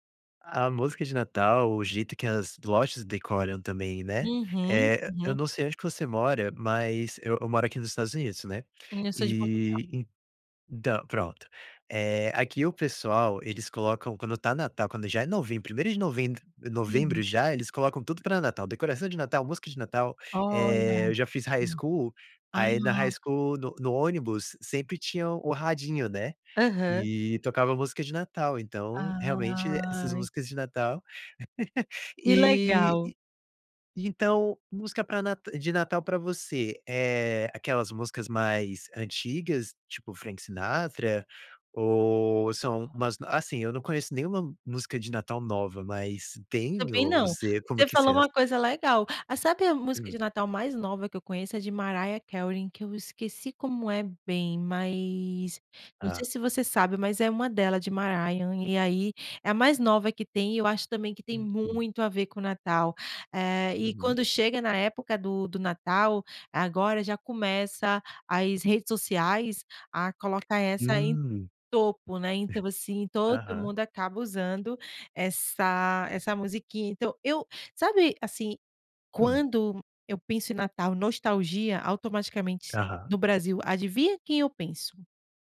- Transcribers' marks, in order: "então" said as "endão"; in English: "high school"; in English: "high school"; "rapidinho" said as "radinho"; giggle; tapping; chuckle
- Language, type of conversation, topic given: Portuguese, podcast, Como a nostalgia pesa nas suas escolhas musicais?